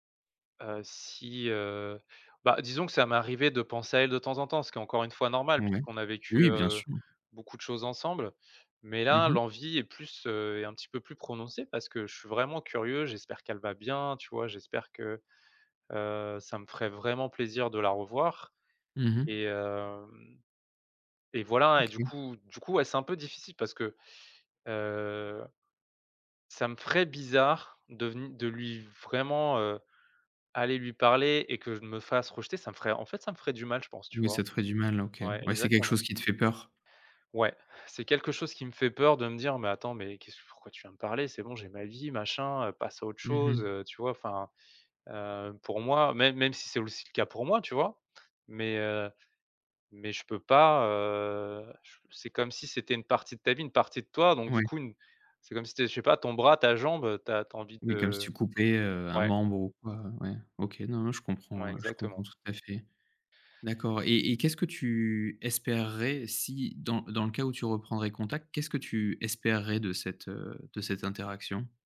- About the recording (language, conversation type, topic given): French, advice, Pourquoi est-il si difficile de couper les ponts sur les réseaux sociaux ?
- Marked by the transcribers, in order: none